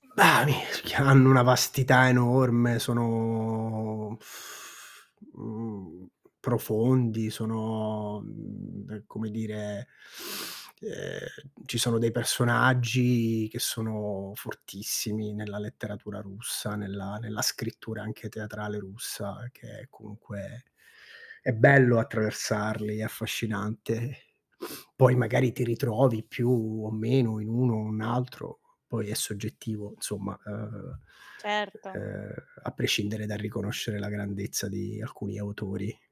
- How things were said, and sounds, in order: other noise; unintelligible speech; drawn out: "sono"; lip trill; sniff; sniff; other background noise
- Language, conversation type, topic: Italian, podcast, Come fai a raccontare una storia davvero coinvolgente a un pubblico?
- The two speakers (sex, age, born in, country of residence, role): female, 25-29, Italy, Italy, host; male, 45-49, Italy, Italy, guest